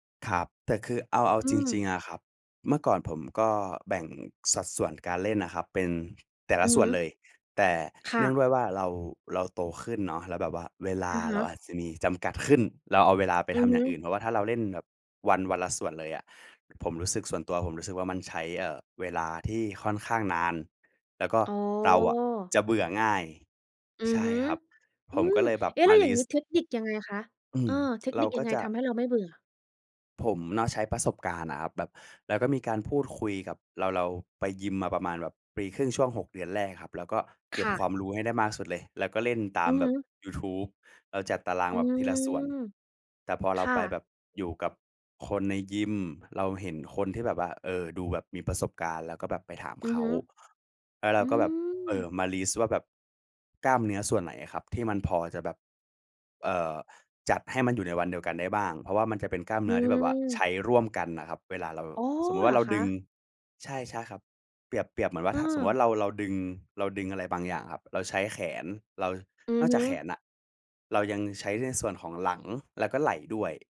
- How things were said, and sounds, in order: tapping
- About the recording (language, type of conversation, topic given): Thai, podcast, คุณออกกำลังกายแบบไหนเป็นประจำ?